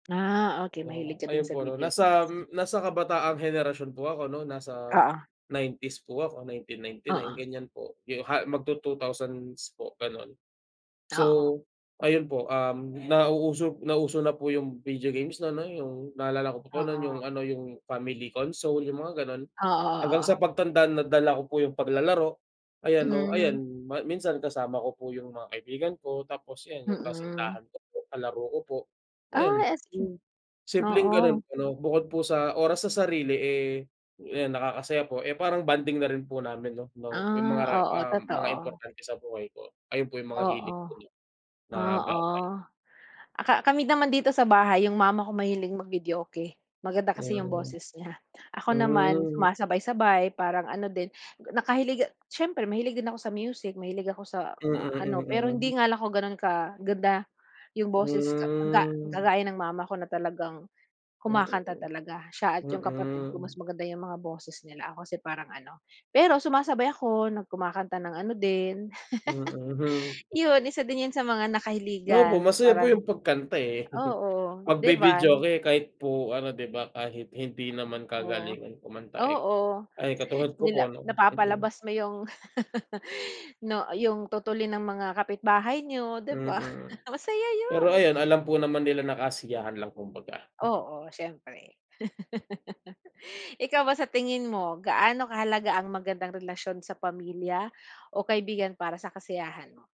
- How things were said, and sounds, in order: laugh; chuckle; laugh; laugh
- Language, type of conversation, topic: Filipino, unstructured, Ano ang ginagawa mo para maging masaya araw-araw?